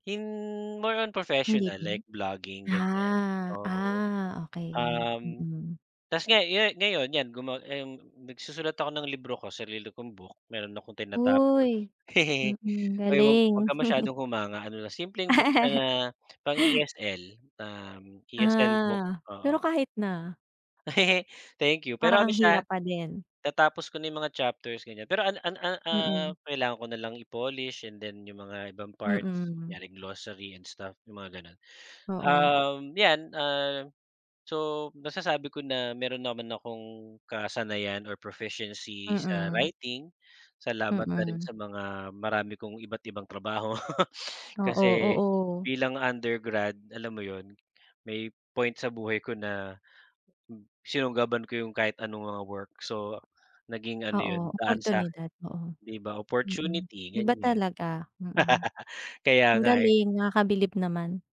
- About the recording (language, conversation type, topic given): Filipino, unstructured, Anu-ano ang mga hindi mo inaasahang kasanayang natutunan mo mula sa iyong hilig?
- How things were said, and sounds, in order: tapping; chuckle; laugh; chuckle; in English: "proficiency"; laugh; other background noise; laugh